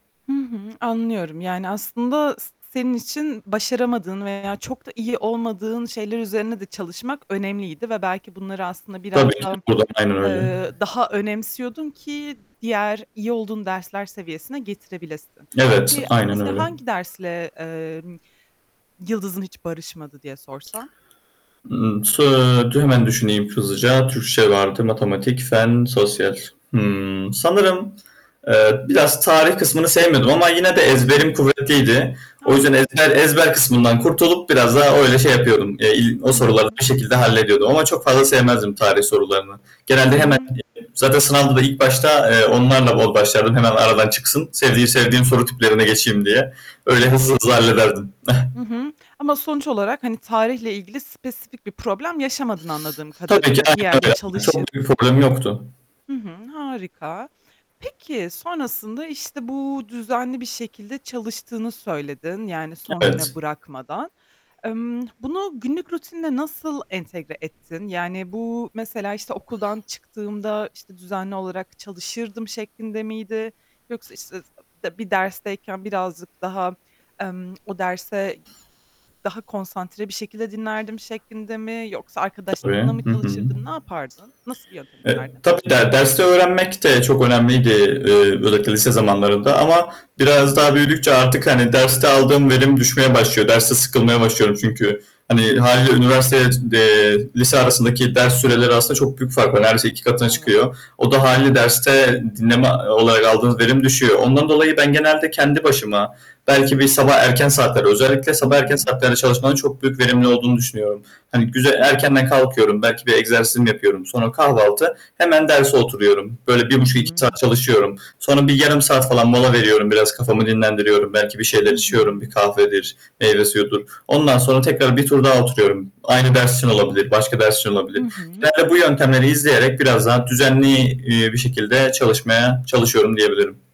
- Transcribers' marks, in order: distorted speech; static; unintelligible speech; other background noise; tapping; unintelligible speech; chuckle; unintelligible speech
- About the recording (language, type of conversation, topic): Turkish, podcast, Sınav stresiyle başa çıkmak için hangi yöntemleri kullanıyorsun?